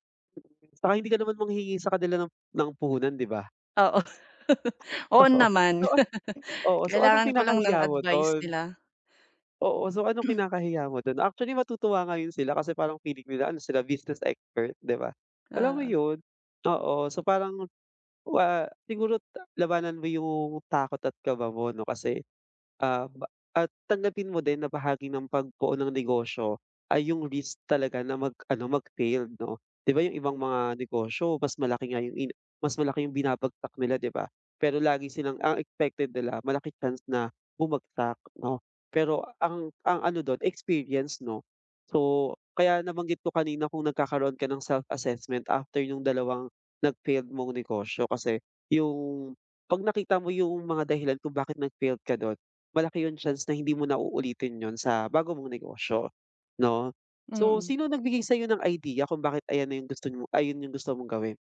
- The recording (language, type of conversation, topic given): Filipino, advice, Paano mo haharapin ang takot na magkamali o mabigo?
- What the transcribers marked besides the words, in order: chuckle; laughing while speaking: "Oo"; tapping; throat clearing; in English: "self-assessment"